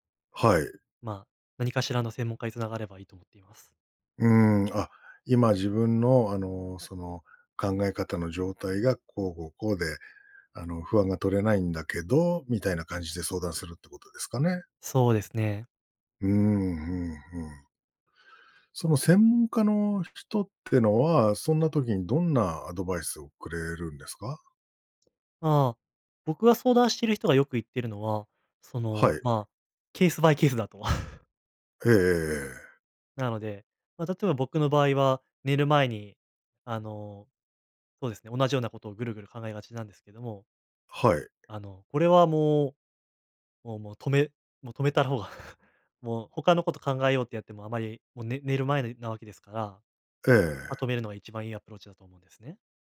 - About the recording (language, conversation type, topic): Japanese, podcast, 不安なときにできる練習にはどんなものがありますか？
- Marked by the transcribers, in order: tapping; laughing while speaking: "ケースバイケースだとは"; laughing while speaking: "止めた方が"; chuckle